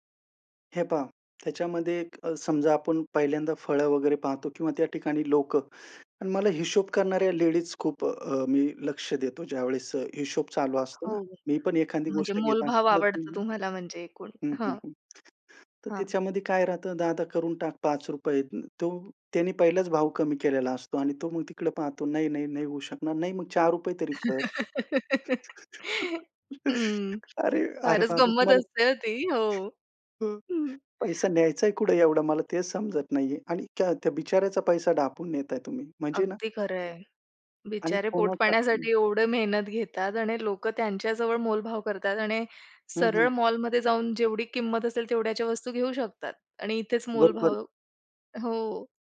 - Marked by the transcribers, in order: tapping; horn; unintelligible speech; laugh; laughing while speaking: "हं, फारच गंमत असते अ, ती, हो, हं"; laugh; laughing while speaking: "अरे अरे, बाबा तुम्हाला"; chuckle; other noise
- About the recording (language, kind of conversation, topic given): Marathi, podcast, फळांची चव घेताना आणि बाजारात भटकताना तुम्हाला सर्वाधिक आनंद कशात मिळतो?